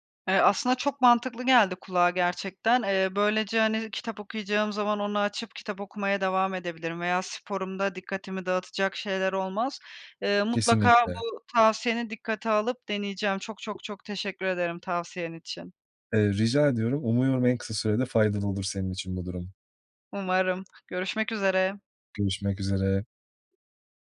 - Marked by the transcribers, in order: other background noise; tapping
- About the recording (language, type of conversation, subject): Turkish, advice, Telefon ve bildirimleri kontrol edemediğim için odağım sürekli dağılıyor; bunu nasıl yönetebilirim?